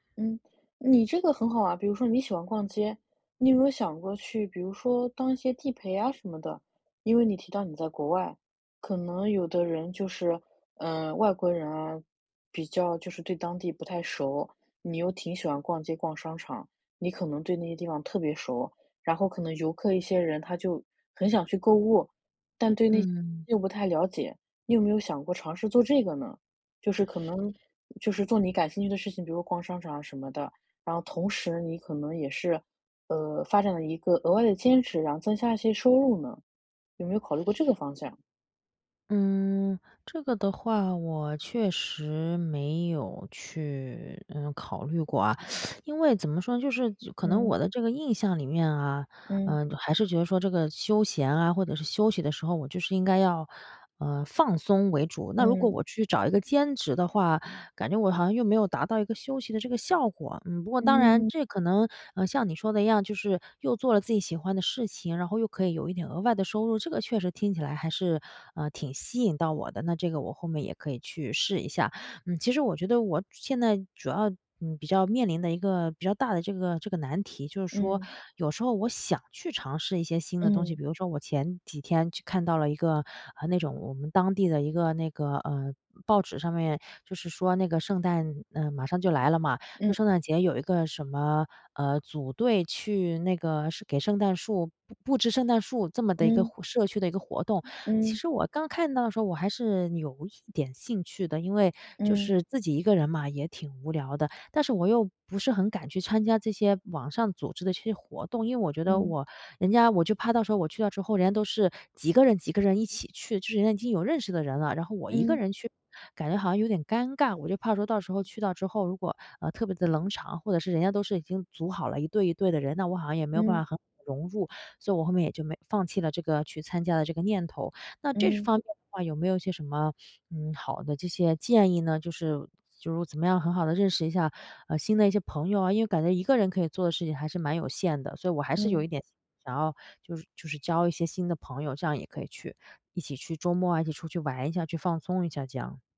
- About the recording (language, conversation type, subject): Chinese, advice, 休闲时间总觉得无聊，我可以做些什么？
- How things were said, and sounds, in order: other background noise; teeth sucking